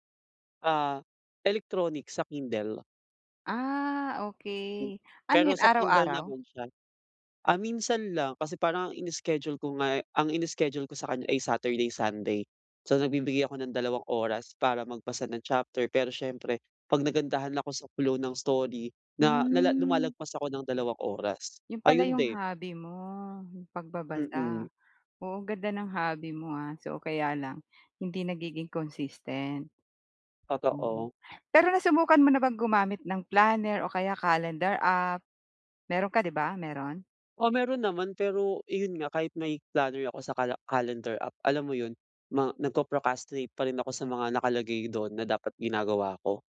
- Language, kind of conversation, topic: Filipino, advice, Paano ko masusubaybayan nang mas madali ang aking mga araw-araw na gawi?
- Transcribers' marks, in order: in English: "electronic"; in English: "Kindle"; in English: "Kindle"; in English: "flow"; in English: "hobby"; in English: "hobby"; in English: "consistent"; in English: "planner"; in English: "calendar app?"; in English: "planner"; in English: "calendar app"; in English: "nagpro-procrastinate"